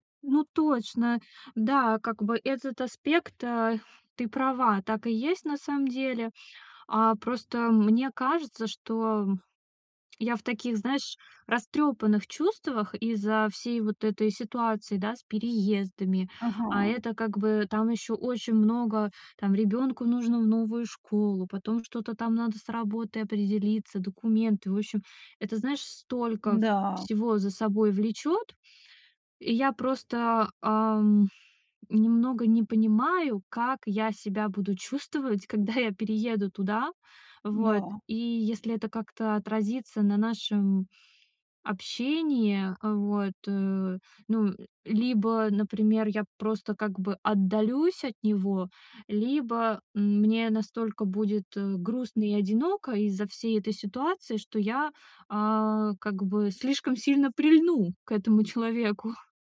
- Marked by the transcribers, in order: none
- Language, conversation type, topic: Russian, advice, Как принимать решения, когда всё кажется неопределённым и страшным?